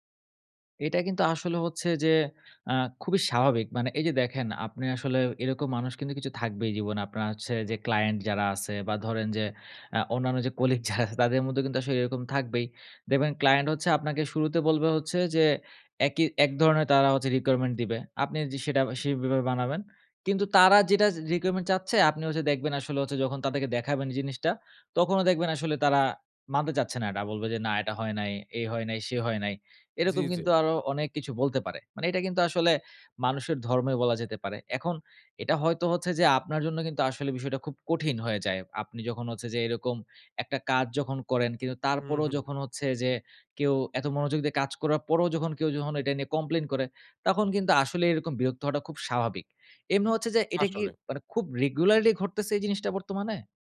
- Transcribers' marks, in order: laughing while speaking: "যারা আছে"; in English: "requirement"; in English: "re requirement"
- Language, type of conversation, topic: Bengali, advice, হঠাৎ জরুরি কাজ এসে আপনার ব্যবস্থাপনা ও পরিকল্পনা কীভাবে বিঘ্নিত হয়?